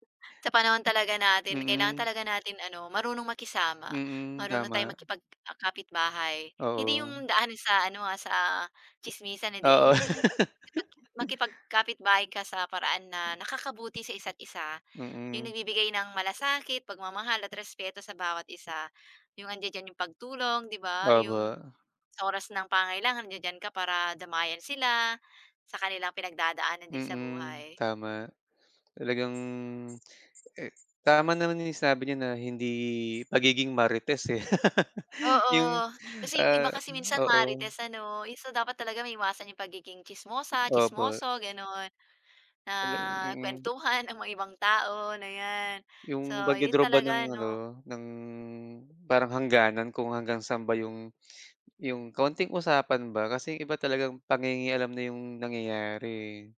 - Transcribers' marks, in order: laugh; tapping; other background noise; laugh
- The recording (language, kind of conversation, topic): Filipino, unstructured, Paano tayo makatutulong sa ating mga kapitbahay?